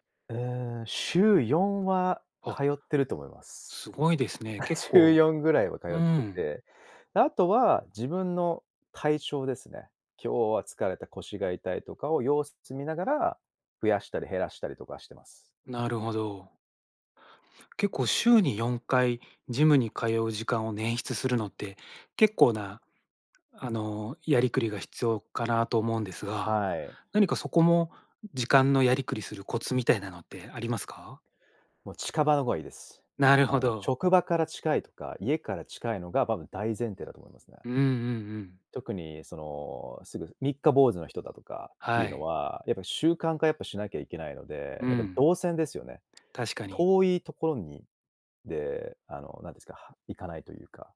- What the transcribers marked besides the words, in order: other background noise; chuckle; "多分" said as "ばぶん"
- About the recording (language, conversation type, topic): Japanese, podcast, 自分を成長させる日々の習慣って何ですか？